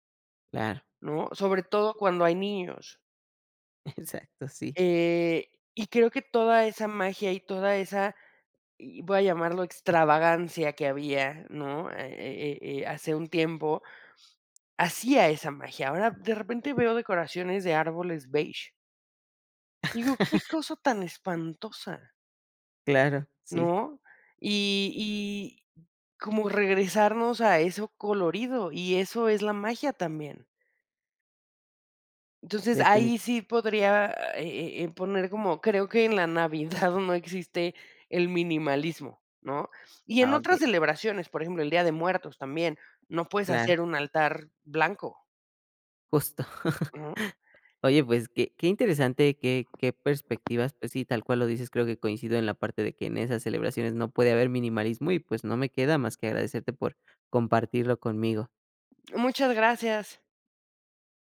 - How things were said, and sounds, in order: laughing while speaking: "Exacto"; tapping; laugh; chuckle; chuckle; other noise
- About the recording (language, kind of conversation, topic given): Spanish, podcast, ¿Qué platillo te trae recuerdos de celebraciones pasadas?